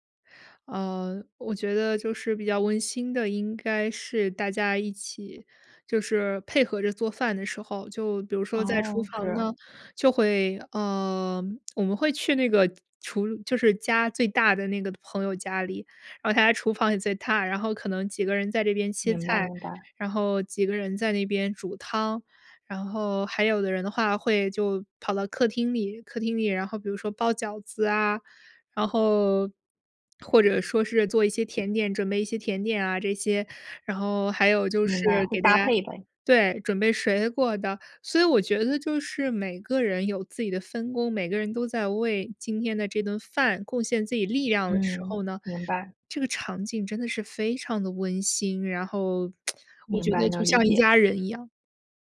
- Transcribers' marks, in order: other background noise; tsk
- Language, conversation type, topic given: Chinese, podcast, 你怎么看待大家一起做饭、一起吃饭时那种聚在一起的感觉？